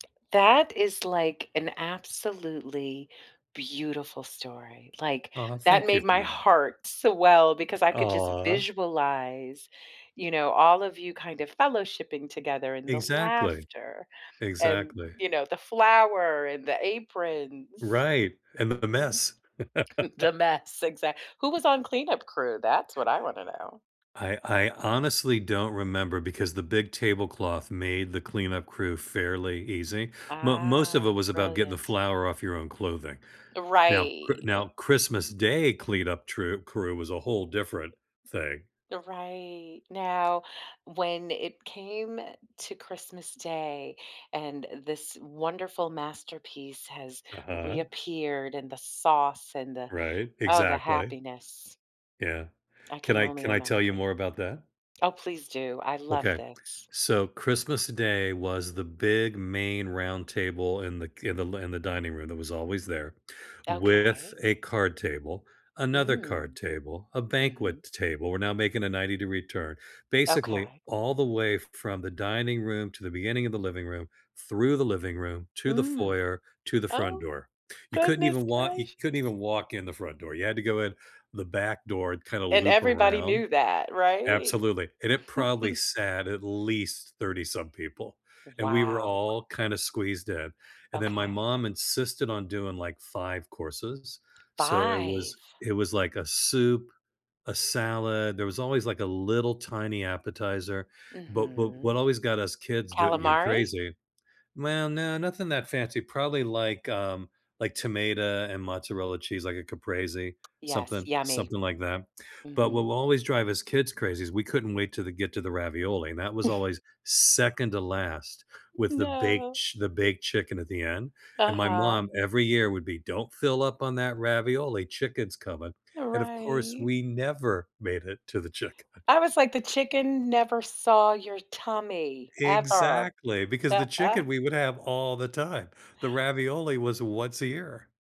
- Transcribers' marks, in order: drawn out: "Aw"; chuckle; laugh; other background noise; drawn out: "Ah"; drawn out: "Right"; anticipating: "Can I can I tell you more about that?"; tapping; chuckle; chuckle; stressed: "second"; laughing while speaking: "chicken"; chuckle
- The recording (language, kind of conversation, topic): English, unstructured, How can I use food to connect with my culture?
- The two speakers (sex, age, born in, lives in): female, 60-64, United States, United States; male, 65-69, United States, United States